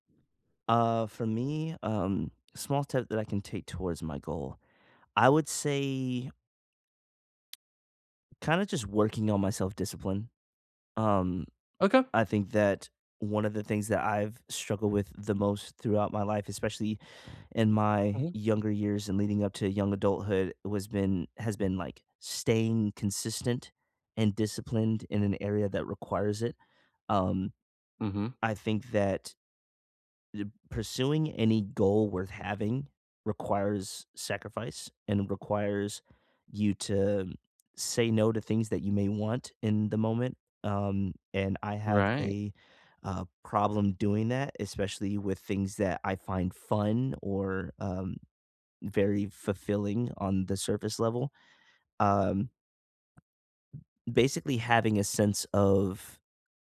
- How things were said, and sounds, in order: other background noise; tapping
- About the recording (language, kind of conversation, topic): English, unstructured, What small step can you take today toward your goal?